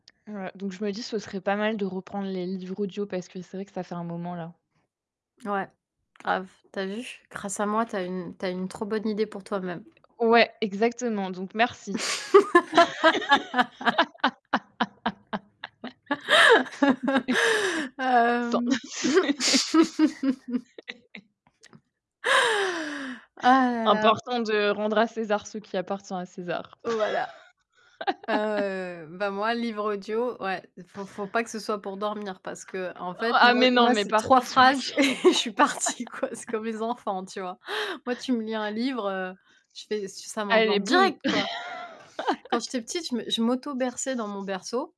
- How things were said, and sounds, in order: other background noise; tapping; laugh; laugh; laugh; unintelligible speech; laugh; other noise; laugh; distorted speech; laughing while speaking: "et je suis partie, quoi"; unintelligible speech; laugh; stressed: "direct"; laugh
- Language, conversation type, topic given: French, unstructured, Comment choisissez-vous entre lire un livre et regarder un film ?